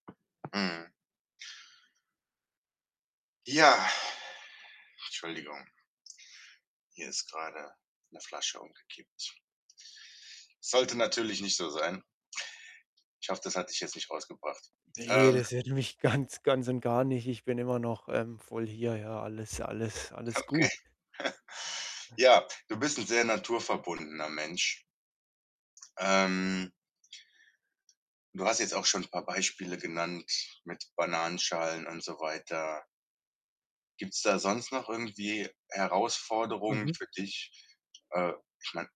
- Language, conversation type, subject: German, podcast, Was bedeutet Nachhaltigkeit für dich beim Outdoor-Sport?
- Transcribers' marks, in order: other background noise; snort; static; laughing while speaking: "ganz"; tapping; laughing while speaking: "Okay"; chuckle